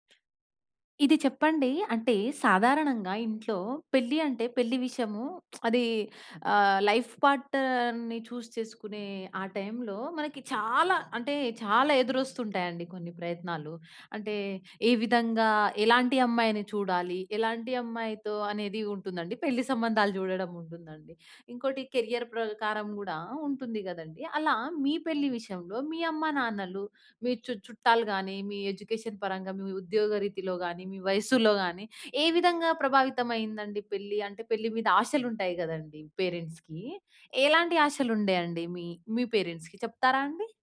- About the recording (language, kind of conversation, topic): Telugu, podcast, పెళ్లి విషయంలో మీ కుటుంబం మీ నుంచి ఏవేవి ఆశిస్తుంది?
- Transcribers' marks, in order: lip smack; in English: "లైఫ్ పార్ట్నర్‌న్ని చూస్"; in English: "కెరియర్"; in English: "ఎడ్యుకేషన్"; in English: "పేరెంట్స్‌కి"; in English: "పేరెంట్స్‌కి"